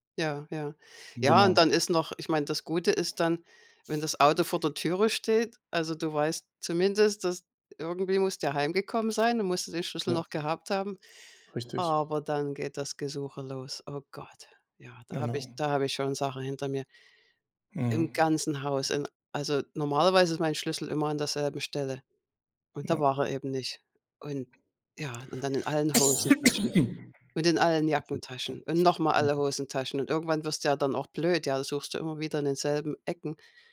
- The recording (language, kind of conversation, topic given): German, unstructured, Wie würdest du das Rätsel um einen verlorenen Schlüssel lösen?
- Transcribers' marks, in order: other background noise; unintelligible speech; cough; unintelligible speech